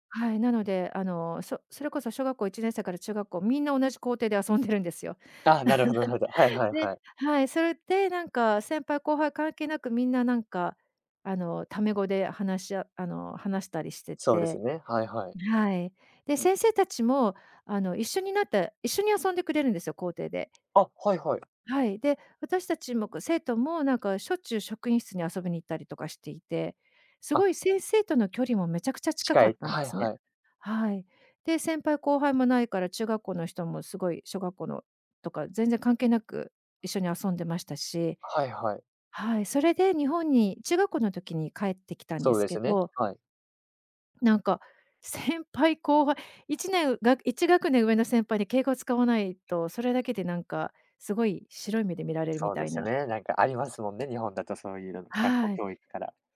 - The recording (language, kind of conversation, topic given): Japanese, podcast, 子どものころの故郷での思い出を教えていただけますか？
- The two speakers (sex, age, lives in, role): female, 50-54, Japan, guest; male, 20-24, Japan, host
- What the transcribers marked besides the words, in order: laugh; tapping; other background noise